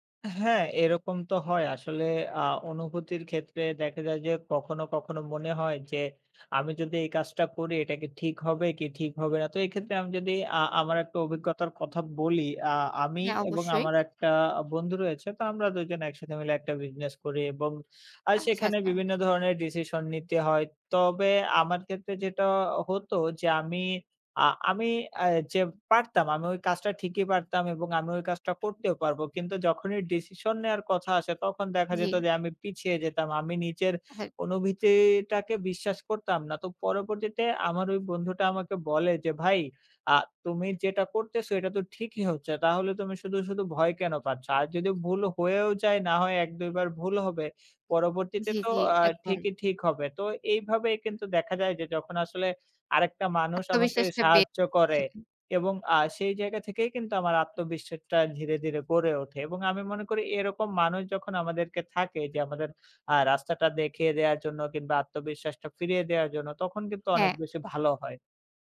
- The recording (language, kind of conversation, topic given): Bengali, podcast, নিজের অনুভূতিকে কখন বিশ্বাস করবেন, আর কখন সন্দেহ করবেন?
- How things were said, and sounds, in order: "অনুভূতিটাকে" said as "অনুভিতিটাকে"